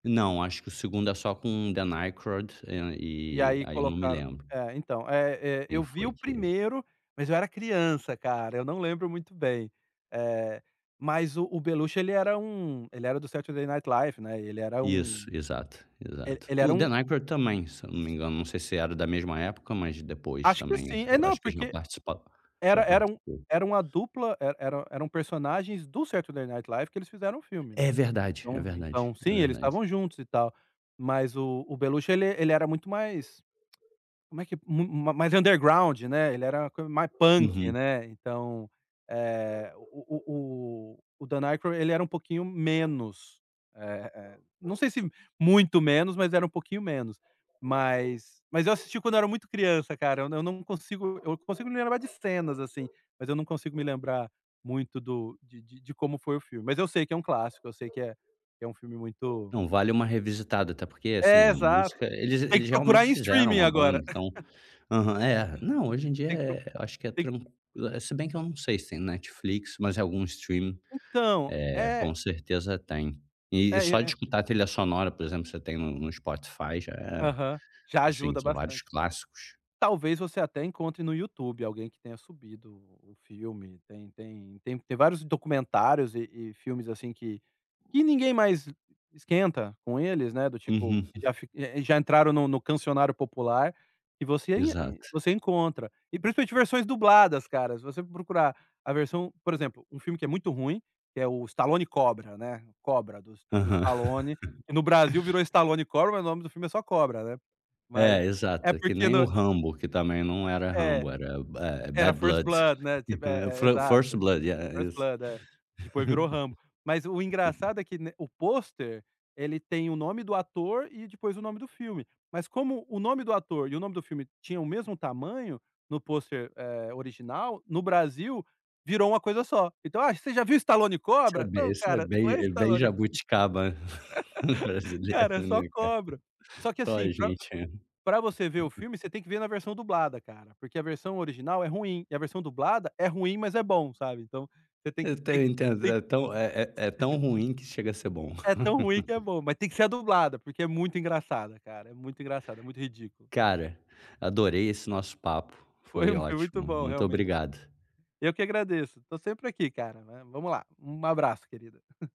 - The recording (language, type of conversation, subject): Portuguese, podcast, Qual filme é o seu refúgio pessoal?
- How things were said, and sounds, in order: tapping; other background noise; in English: "underground"; in English: "punk"; dog barking; chuckle; chuckle; chuckle; chuckle; laugh; laughing while speaking: "brasileira, né, cara?"; chuckle; chuckle; chuckle; chuckle